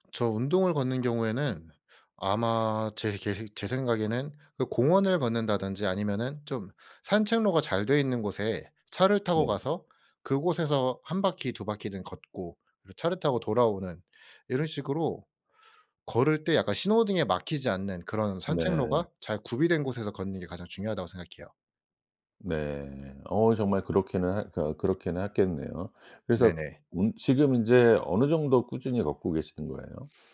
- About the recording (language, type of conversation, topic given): Korean, podcast, 회복 중 운동은 어떤 식으로 시작하는 게 좋을까요?
- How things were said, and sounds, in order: none